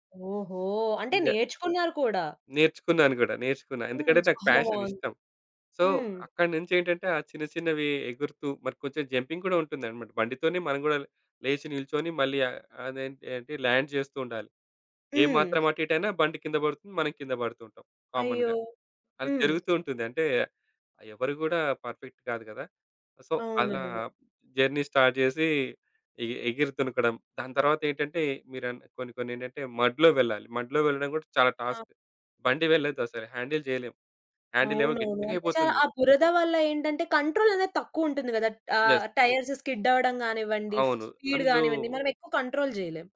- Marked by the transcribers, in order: in English: "ఫ్యాషన్"; in English: "సో"; tapping; in English: "ల్యాండ్"; in English: "కామన్‌గా"; in English: "పర్ఫెక్ట్"; in English: "సో"; in English: "జర్నీ"; in English: "మడ్‌లో"; in English: "మడ్‌లో"; in English: "టాస్క్"; in English: "హ్యాండిల్"; in English: "హ్యాండిల్"; in English: "టైర్స్"; in English: "యెస్"; in English: "స్పీడ్"; in English: "కంట్రోల్"
- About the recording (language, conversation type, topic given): Telugu, podcast, మీరు ఎక్కువ సమయం కేటాయించే హాబీ ఏది?